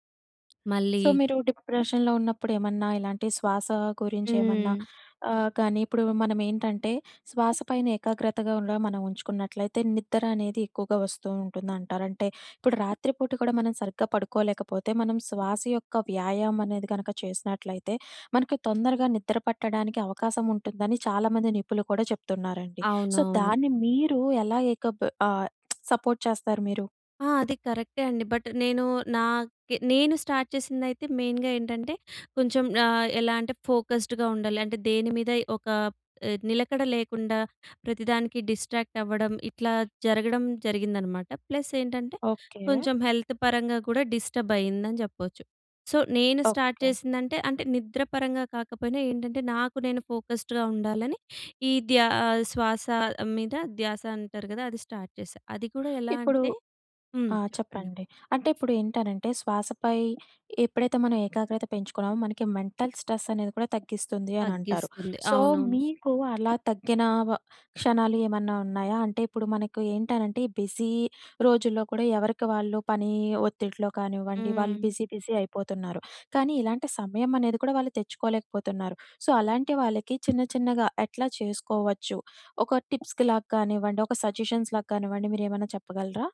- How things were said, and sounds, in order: in English: "సో"; in English: "డిప్రెషన్‍లో"; in English: "సో"; lip smack; in English: "సపోర్ట్"; in English: "బట్"; in English: "స్టార్ట్"; in English: "మెయిన్‌గా"; in English: "ఫోకస్డ్‌గా"; in English: "డిస్ట్రాక్ట్"; in English: "ప్లస్"; in English: "హెల్త్"; in English: "డిస్టర్బ్"; in English: "సో"; in English: "స్టార్ట్"; in English: "ఫోకస్డ్‌గా"; in English: "స్టార్ట్"; other noise; in English: "మెంటల్ స్ట్రెస్"; in English: "సో"; in English: "బిజీ"; in English: "బిజీ బిజీ"; in English: "సో"; in English: "టిప్స్‌కి"; in English: "సజెషన్స్"
- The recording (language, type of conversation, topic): Telugu, podcast, శ్వాసపై దృష్టి పెట్టడం మీకు ఎలా సహాయపడింది?